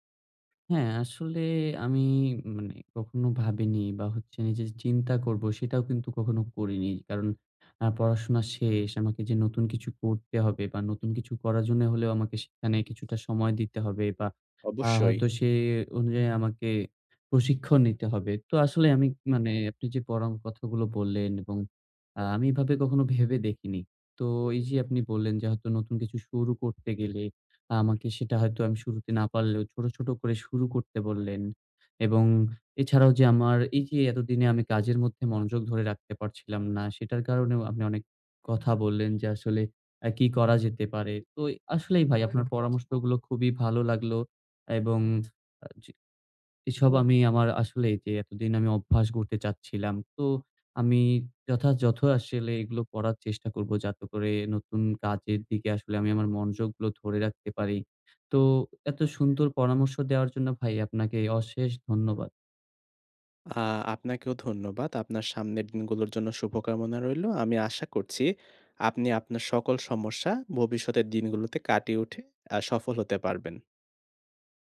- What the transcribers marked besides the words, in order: tapping; horn; other background noise
- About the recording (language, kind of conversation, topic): Bengali, advice, কাজের মধ্যে মনোযোগ ধরে রাখার নতুন অভ্যাস গড়তে চাই